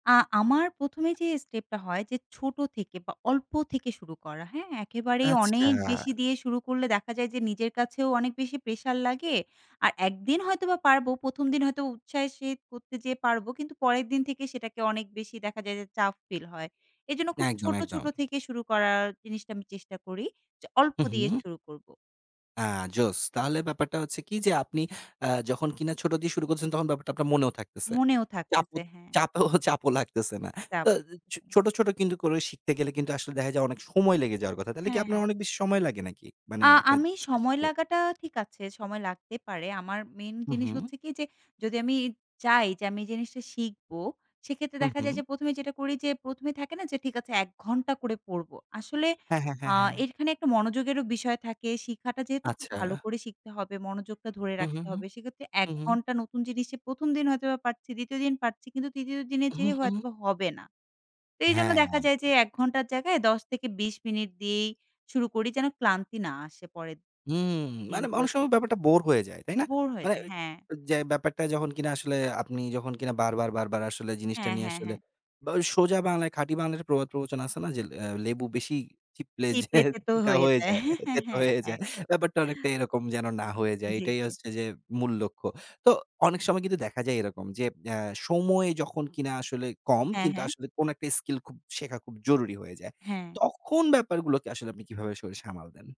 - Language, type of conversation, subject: Bengali, podcast, নতুন কোনো দক্ষতা শেখার রুটিন গড়ে তুলতে কী কী পরামর্শ সবচেয়ে কাজে দেয়?
- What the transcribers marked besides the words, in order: laughing while speaking: "চাপেও চাপও লাগতেছে না"; laughing while speaking: "লেবু বেশি চিপলে যে তিতা হয়ে যায়, তেতো হয়ে যায়। ব্যাপারটা অনেকটা"; laughing while speaking: "হ্যাঁ, হ্যাঁ, হ্যাঁ, একদম"